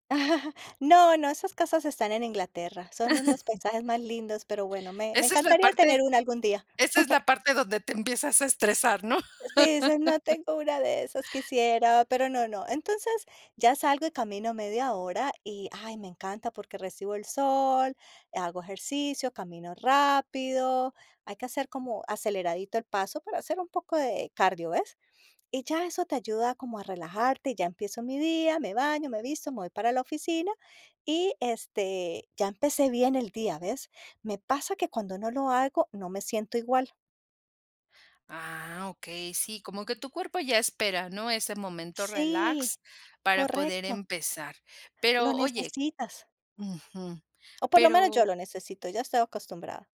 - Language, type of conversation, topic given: Spanish, podcast, ¿Cómo manejas el estrés cuando se te acumula el trabajo?
- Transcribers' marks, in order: chuckle; chuckle; chuckle; put-on voice: "No tengo una de esas, quisiera"; laugh